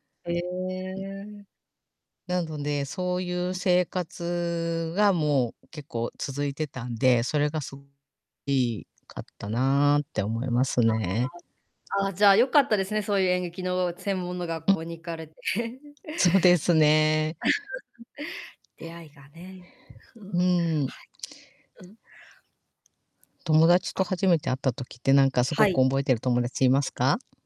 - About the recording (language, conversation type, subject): Japanese, unstructured, 友達と初めて会ったときの思い出はありますか？
- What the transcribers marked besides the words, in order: distorted speech; unintelligible speech; chuckle; laugh; chuckle